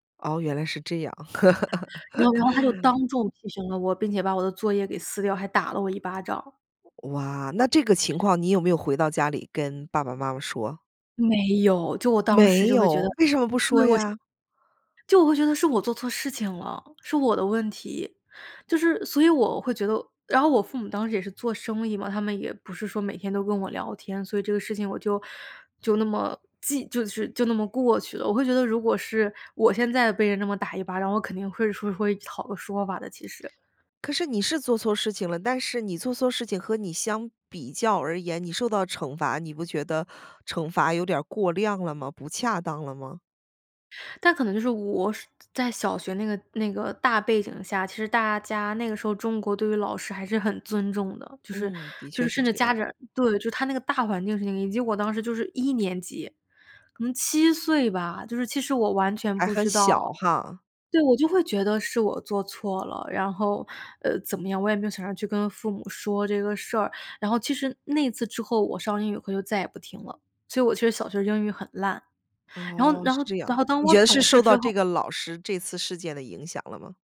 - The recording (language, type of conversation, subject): Chinese, podcast, 你家里平时是赞美多还是批评多？
- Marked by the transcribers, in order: laugh; other background noise